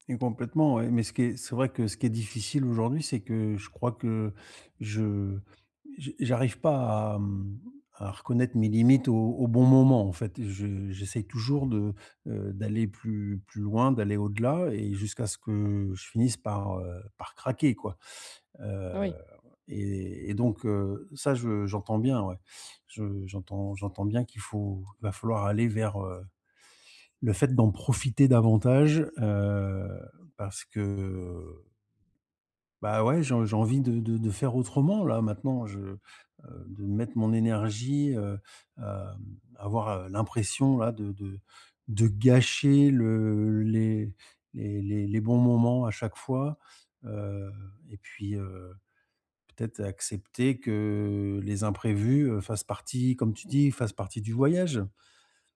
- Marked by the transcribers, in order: tapping; stressed: "gâcher"
- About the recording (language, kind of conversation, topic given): French, advice, Comment gérer la fatigue et les imprévus en voyage ?
- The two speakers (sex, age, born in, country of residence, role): female, 30-34, France, France, advisor; male, 50-54, France, Spain, user